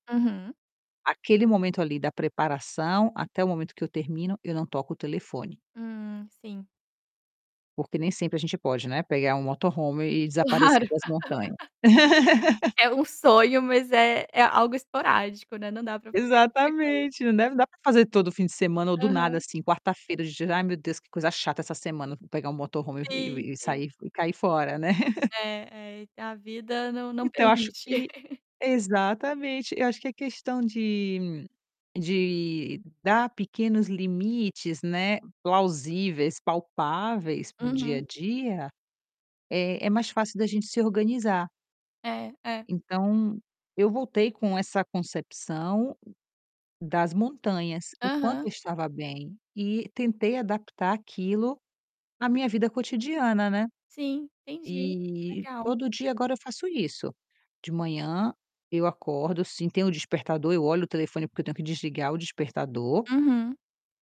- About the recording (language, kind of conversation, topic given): Portuguese, podcast, Você já tentou fazer um detox digital? Como foi?
- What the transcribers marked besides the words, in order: static; in English: "motorhome"; laughing while speaking: "Claro"; laugh; distorted speech; laughing while speaking: "Exatamente"; in English: "motorhome"; chuckle; chuckle